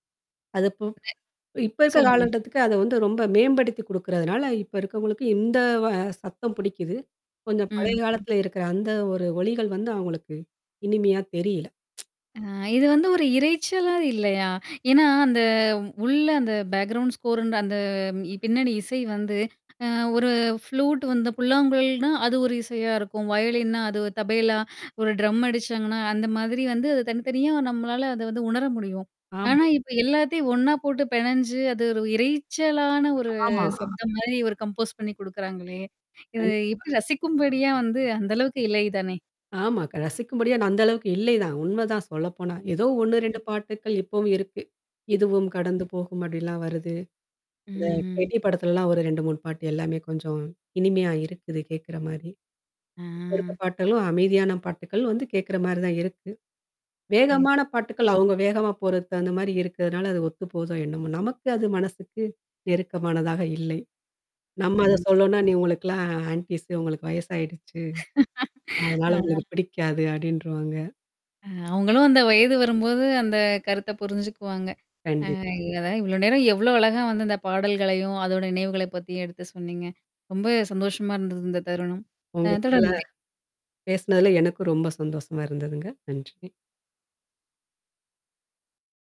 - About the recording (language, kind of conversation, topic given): Tamil, podcast, ஒரு பாடல் உங்கள் பழைய நினைவுகளை மீண்டும் எழுப்பும்போது, உங்களுக்கு என்ன உணர்வு ஏற்படுகிறது?
- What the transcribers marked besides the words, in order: static; distorted speech; in English: "ஓகே"; mechanical hum; tsk; in English: "பேக்ரவுண்ட் ஸ்கோர்ன்"; in English: "ஃப்ளூட்"; in English: "ட்ரம்"; in English: "கம்போஸ்"; other noise; in English: "கேட்டி"; in English: "ஆன்டீஸ்"; laugh; tapping